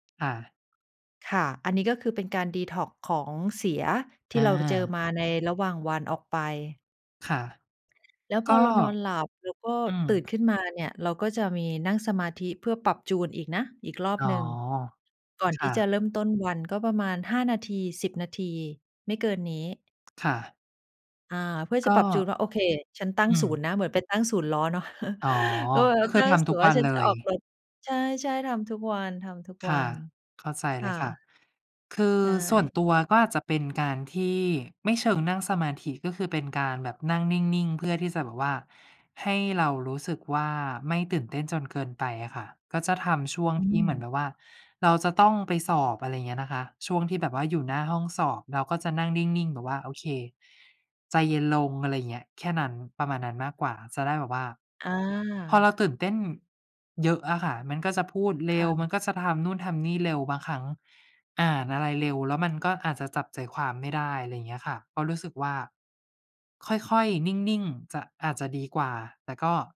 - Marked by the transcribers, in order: other background noise; tapping; laugh
- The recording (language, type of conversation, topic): Thai, unstructured, คุณมีวิธีจัดการกับความเครียดอย่างไร?